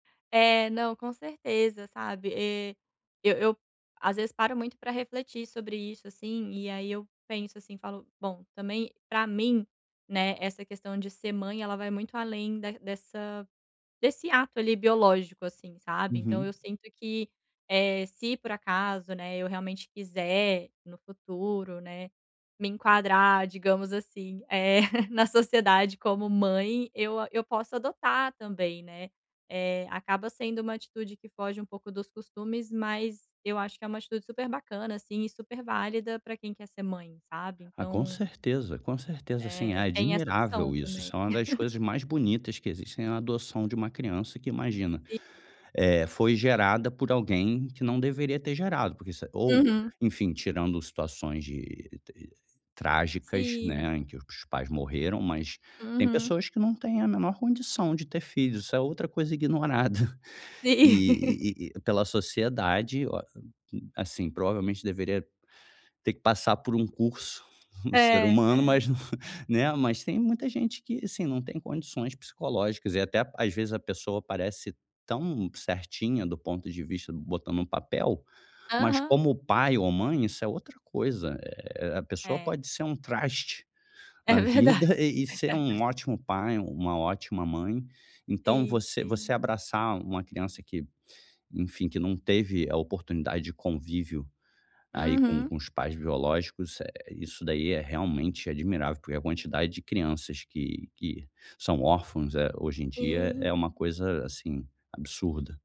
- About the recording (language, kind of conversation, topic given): Portuguese, advice, Como posso lidar com a pressão social para me conformar ao que os outros esperam?
- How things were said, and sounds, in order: laugh; chuckle; tapping; laughing while speaking: "Sim"; chuckle; chuckle; laughing while speaking: "É verdade"; laugh